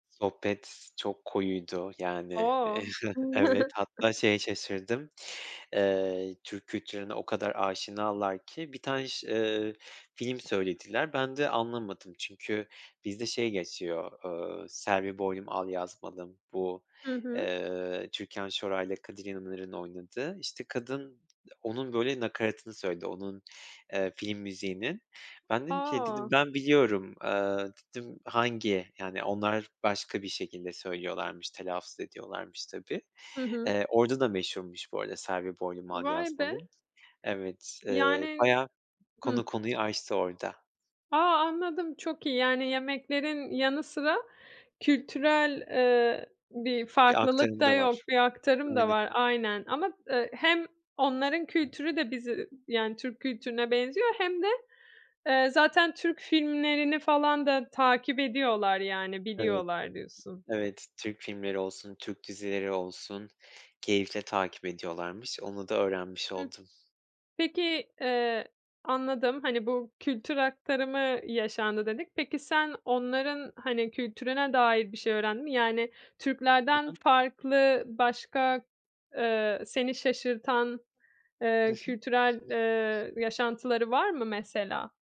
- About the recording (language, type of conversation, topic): Turkish, podcast, Bir yerliyle unutulmaz bir sohbetin oldu mu?
- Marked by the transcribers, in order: other background noise; chuckle; unintelligible speech